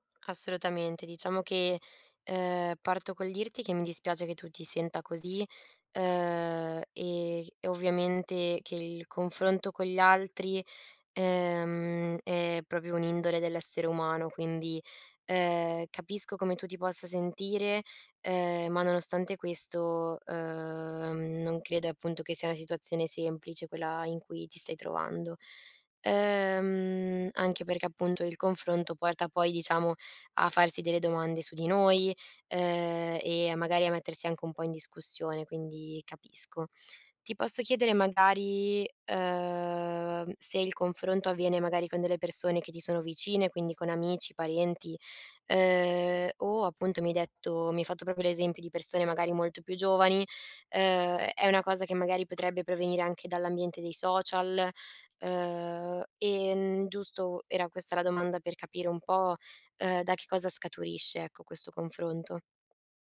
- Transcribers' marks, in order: "proprio" said as "propio"; "proprio" said as "propio"
- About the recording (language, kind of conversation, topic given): Italian, advice, Come posso reagire quando mi sento giudicato perché non possiedo le stesse cose dei miei amici?
- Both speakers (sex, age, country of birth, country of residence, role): female, 20-24, Italy, Italy, advisor; female, 35-39, Italy, Italy, user